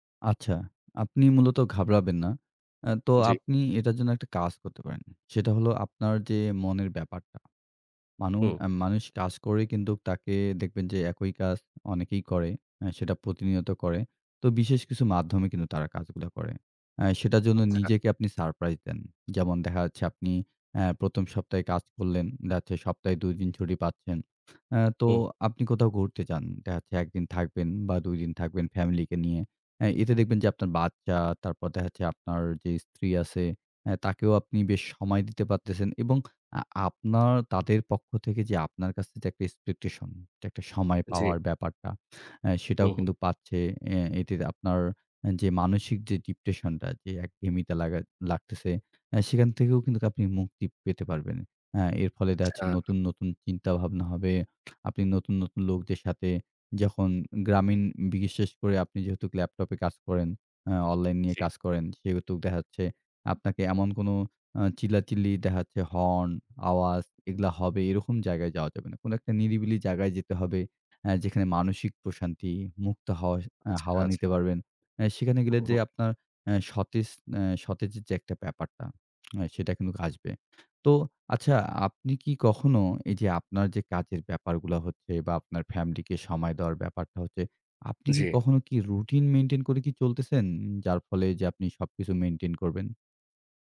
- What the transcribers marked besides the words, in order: in English: "সারপ্রাইজ"; in English: "এক্সপেকটেশন"; in English: "ডিপ্রেশন"; other noise; in English: "মেইনটেইন"; in English: "মেইনটেইন"
- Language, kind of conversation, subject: Bengali, advice, নিয়মিত ক্লান্তি ও বার্নআউট কেন অনুভব করছি এবং কীভাবে সামলাতে পারি?